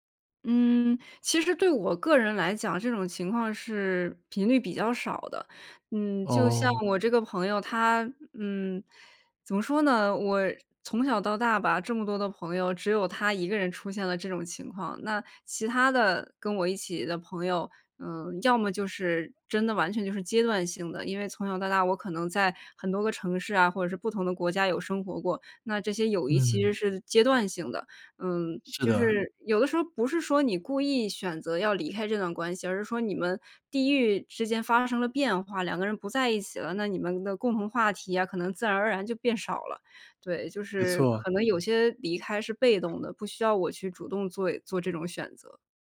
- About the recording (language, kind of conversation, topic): Chinese, podcast, 你如何决定是留下还是离开一段关系？
- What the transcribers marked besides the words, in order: other background noise